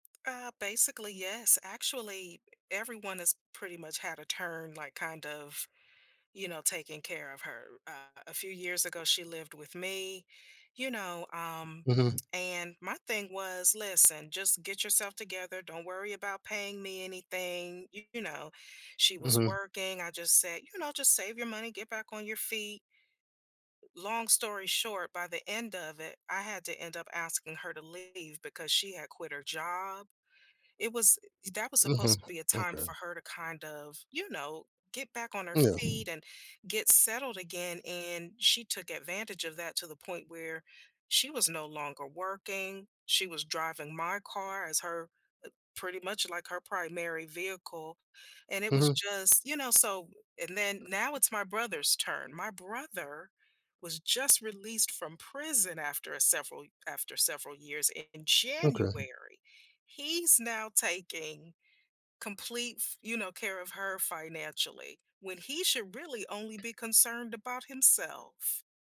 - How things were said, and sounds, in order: other background noise
- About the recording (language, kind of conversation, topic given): English, advice, How can I stay calm at the family gathering?
- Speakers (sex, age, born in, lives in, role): female, 50-54, United States, United States, user; male, 50-54, United States, United States, advisor